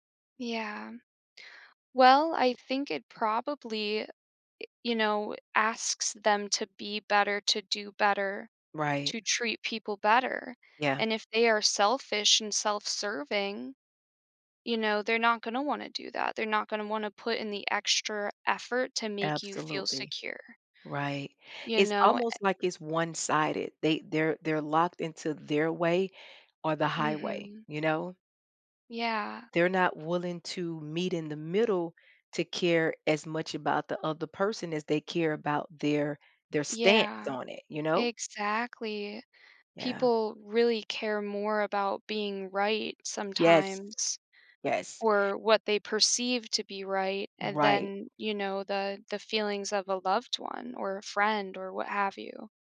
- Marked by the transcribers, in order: stressed: "stance"; stressed: "Exactly"
- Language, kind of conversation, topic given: English, unstructured, Why do people find it hard to admit they're wrong?
- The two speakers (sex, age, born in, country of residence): female, 30-34, United States, United States; female, 45-49, United States, United States